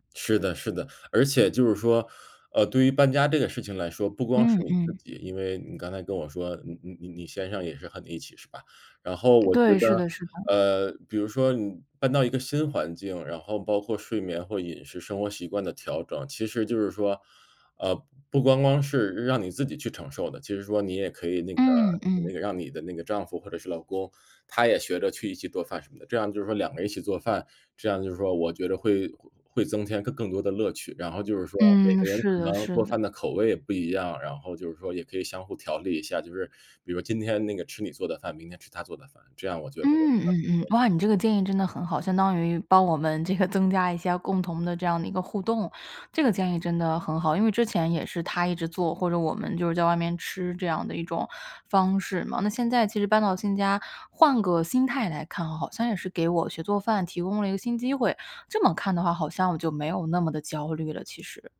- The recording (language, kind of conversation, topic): Chinese, advice, 旅行或搬家后，我该怎么更快恢复健康习惯？
- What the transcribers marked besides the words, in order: unintelligible speech; laughing while speaking: "这个"